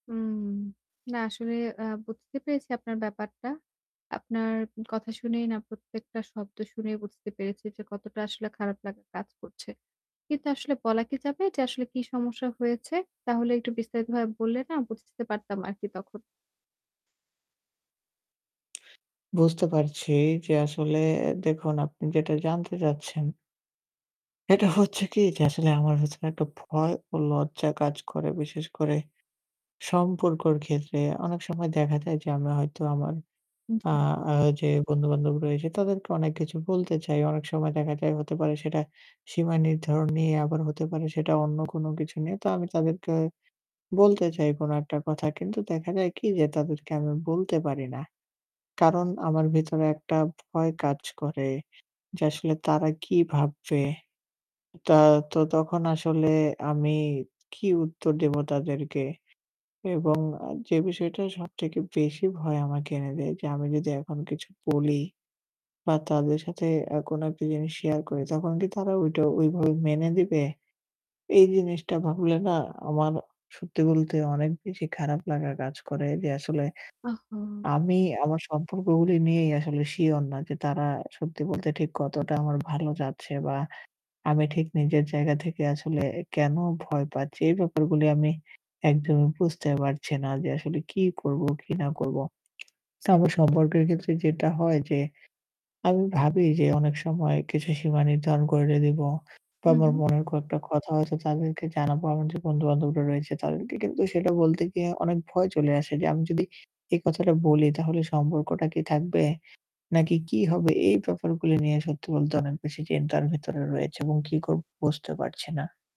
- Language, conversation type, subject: Bengali, advice, সম্পর্ক গড়তে ভয় ও লজ্জা কীভাবে কমাতে পারি?
- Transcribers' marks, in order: other background noise